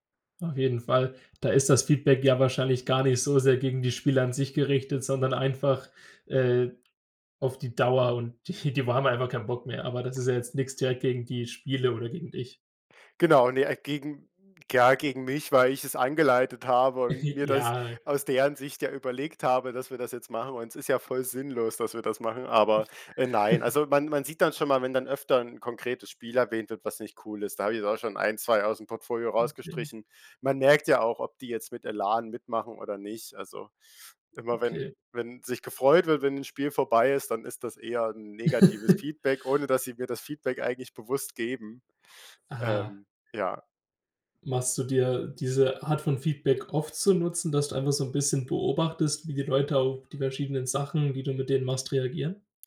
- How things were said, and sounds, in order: laughing while speaking: "die"; other background noise; chuckle; chuckle; giggle
- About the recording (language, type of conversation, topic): German, podcast, Wie kannst du Feedback nutzen, ohne dich kleinzumachen?